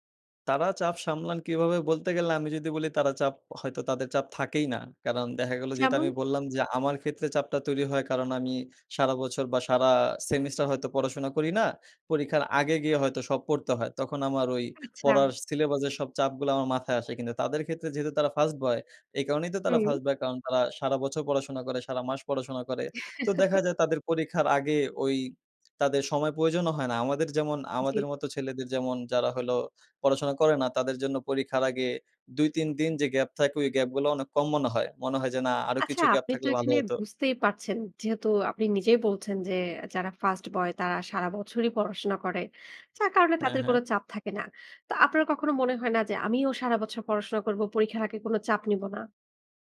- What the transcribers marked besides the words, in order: blowing; laugh
- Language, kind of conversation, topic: Bengali, podcast, পরীক্ষার চাপের মধ্যে তুমি কীভাবে সামলে থাকো?